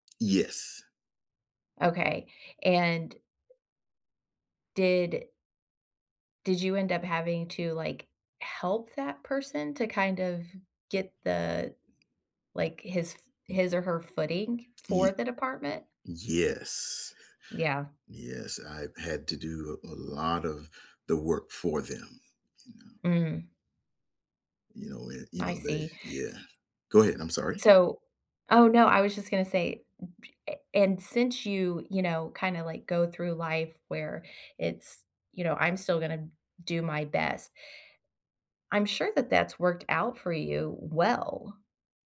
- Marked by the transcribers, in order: other background noise
- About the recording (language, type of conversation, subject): English, unstructured, Have you ever felt overlooked for a promotion?